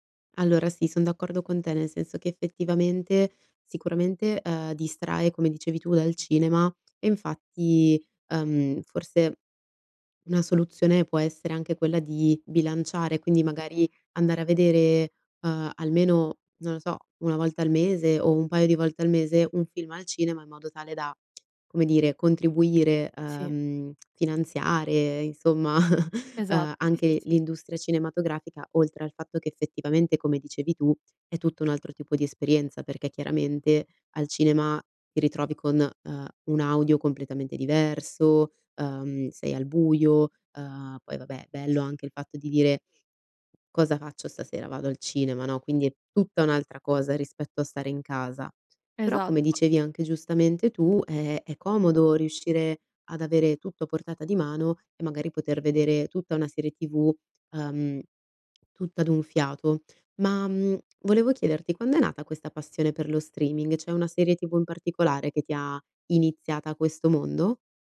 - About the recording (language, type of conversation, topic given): Italian, podcast, Cosa pensi del fenomeno dello streaming e del binge‑watching?
- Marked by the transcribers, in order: tapping; lip smack; chuckle